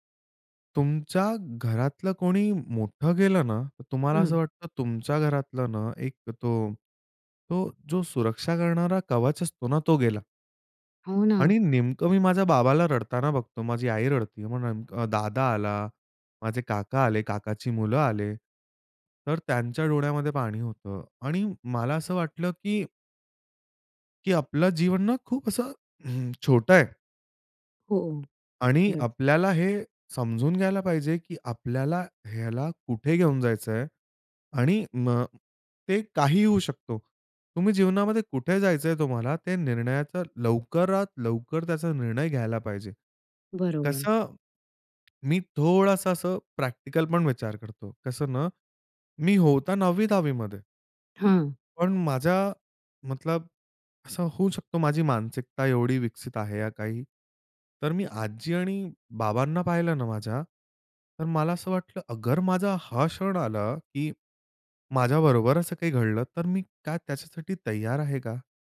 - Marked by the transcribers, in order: tapping
- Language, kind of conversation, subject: Marathi, podcast, स्वतःला ओळखण्याचा प्रवास कसा होता?